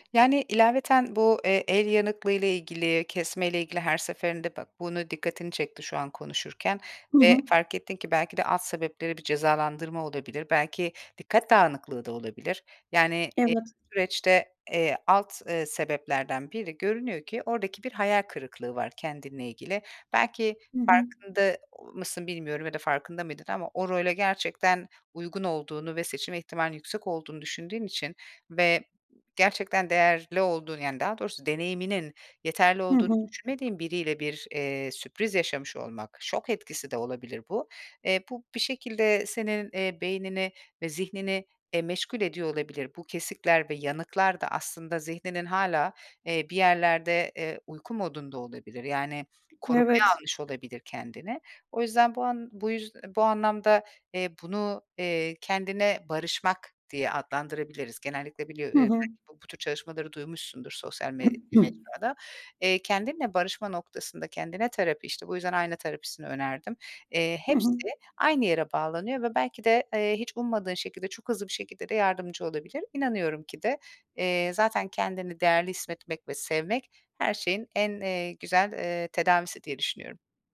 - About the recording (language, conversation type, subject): Turkish, advice, Sürekli erteleme alışkanlığını nasıl kırabilirim?
- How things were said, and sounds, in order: other background noise; tapping; other noise; unintelligible speech